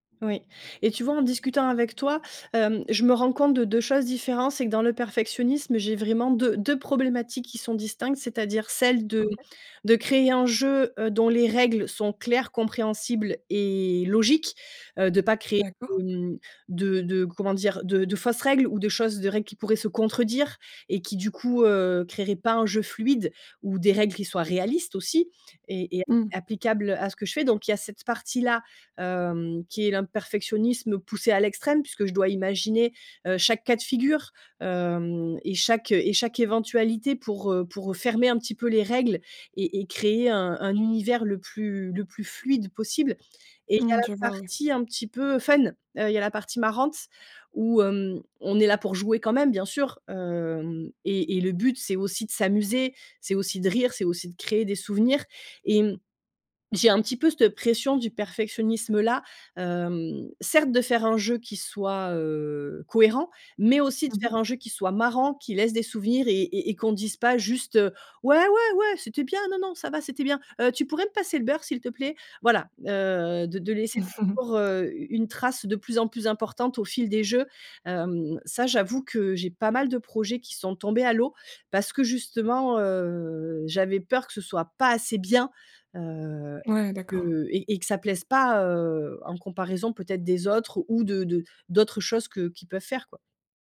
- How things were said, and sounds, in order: drawn out: "et"; tapping; stressed: "fun"; chuckle; other background noise; drawn out: "heu"
- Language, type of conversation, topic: French, advice, Comment le perfectionnisme t’empêche-t-il de terminer tes projets créatifs ?